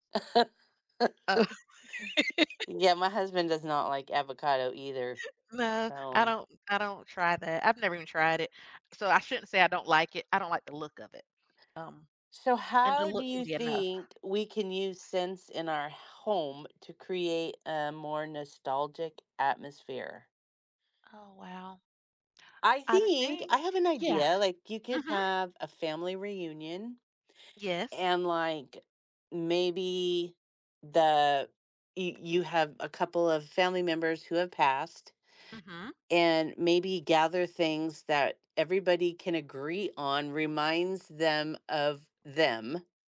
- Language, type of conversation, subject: English, unstructured, How do familiar scents in your home shape your memories and emotions?
- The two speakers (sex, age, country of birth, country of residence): female, 45-49, United States, United States; female, 55-59, United States, United States
- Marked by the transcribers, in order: laugh; laugh; background speech; tapping